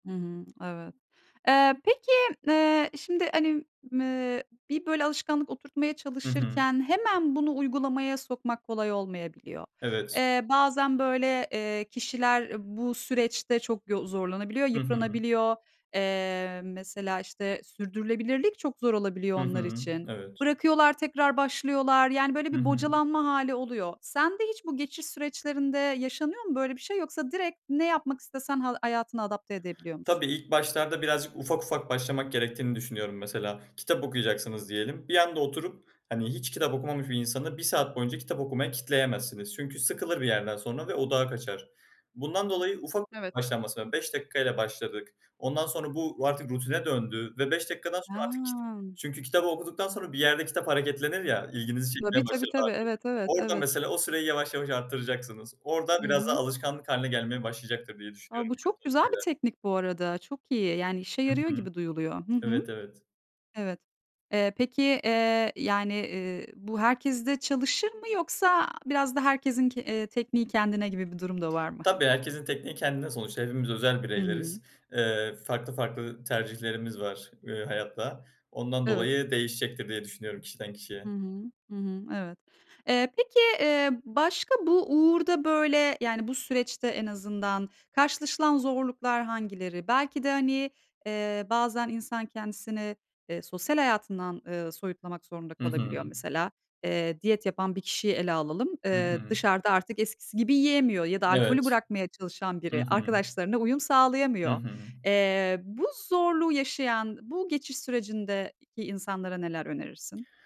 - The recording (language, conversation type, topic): Turkish, podcast, Günlük alışkanlıklar hayatınızı nasıl değiştirir?
- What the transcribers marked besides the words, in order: other background noise; tapping; unintelligible speech; unintelligible speech